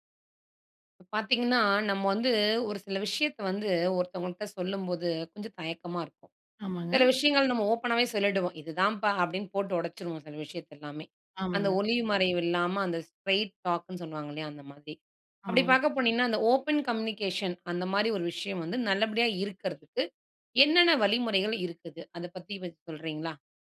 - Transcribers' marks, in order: in English: "ஸ்ட்ரெய்ட் டாக்ன்னு"; background speech; in English: "ஓப்பன் கம்யூனிகேஷன்"
- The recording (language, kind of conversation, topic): Tamil, podcast, திறந்த மனத்துடன் எப்படிப் பயனுள்ளதாகத் தொடர்பு கொள்ளலாம்?